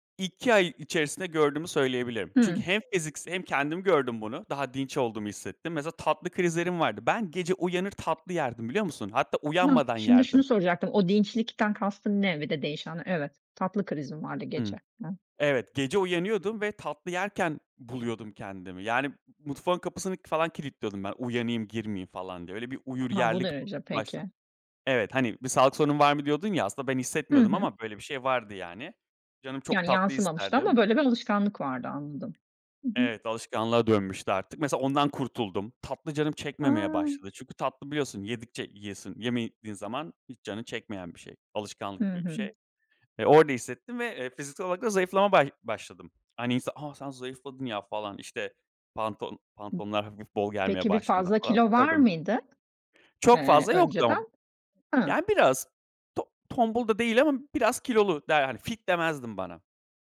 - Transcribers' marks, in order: other background noise; background speech; tapping
- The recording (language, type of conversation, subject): Turkish, podcast, Yemek planlarını nasıl yapıyorsun, pratik bir yöntemin var mı?